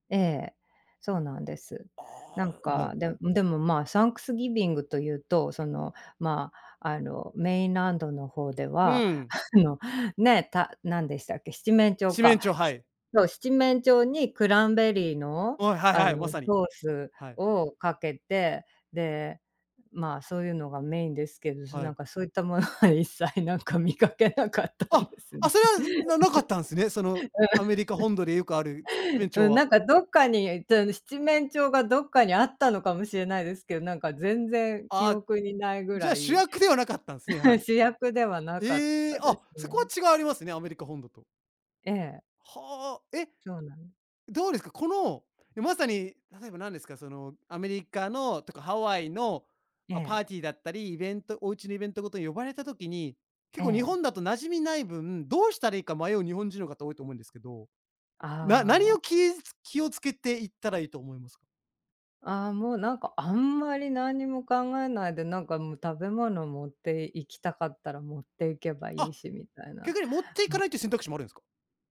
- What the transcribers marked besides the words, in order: laughing while speaking: "あのね"; laughing while speaking: "そういったものは一切なんか見かけなかったんです。 うん"; giggle; chuckle
- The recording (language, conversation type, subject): Japanese, podcast, 現地の家庭に呼ばれた経験はどんなものでしたか？